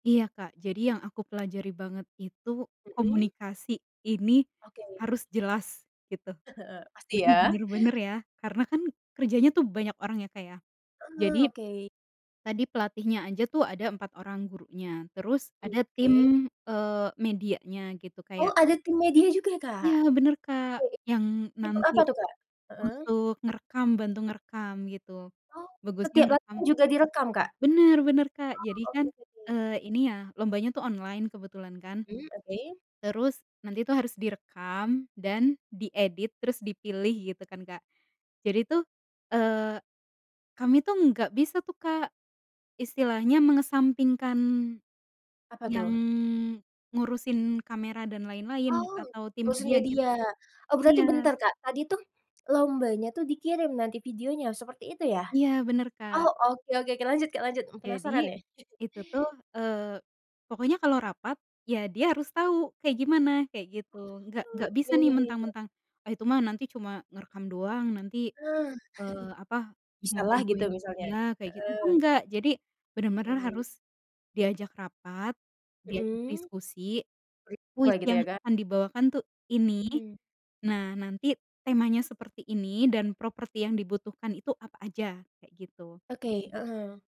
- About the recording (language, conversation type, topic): Indonesian, podcast, Pernahkah kamu belajar banyak dari kolaborator, dan apa pelajaran utamanya?
- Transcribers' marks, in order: tapping; chuckle; other background noise; chuckle; chuckle; unintelligible speech